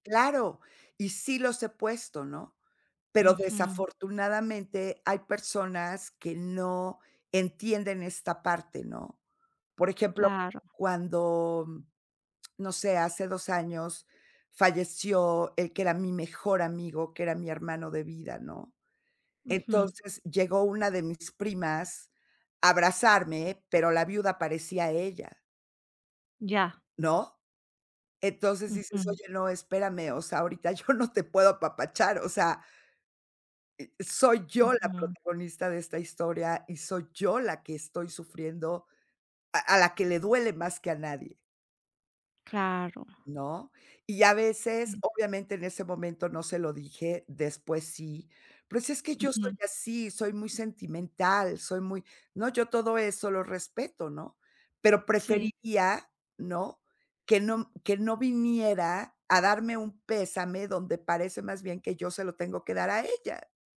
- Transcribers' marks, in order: laughing while speaking: "yo no"
- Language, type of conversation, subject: Spanish, advice, ¿Por qué me cuesta practicar la autocompasión después de un fracaso?